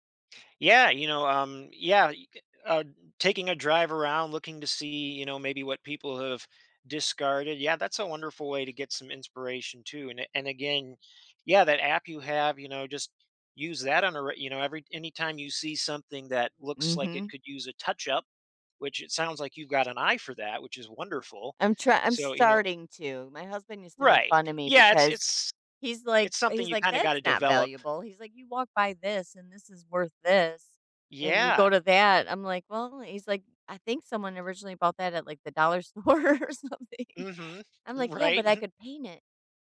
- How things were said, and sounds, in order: tapping; other background noise; laughing while speaking: "store or something"; laughing while speaking: "Right"
- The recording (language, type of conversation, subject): English, advice, How do i get started with a new hobby when i'm excited but unsure where to begin?
- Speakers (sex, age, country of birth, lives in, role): female, 50-54, United States, United States, user; male, 35-39, United States, United States, advisor